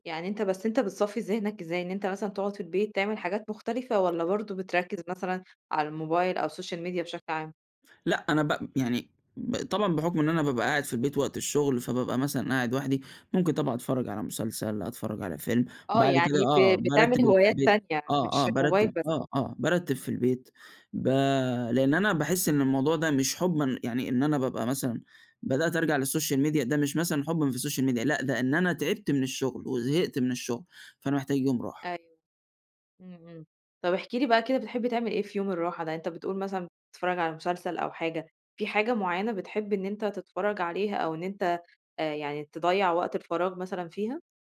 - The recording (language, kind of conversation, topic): Arabic, podcast, إزاي بتوازن بين شغلك ووجودك على السوشيال ميديا؟
- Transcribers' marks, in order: in English: "الSocial Media"; in English: "للSocial Media"; in English: "الSocial Media"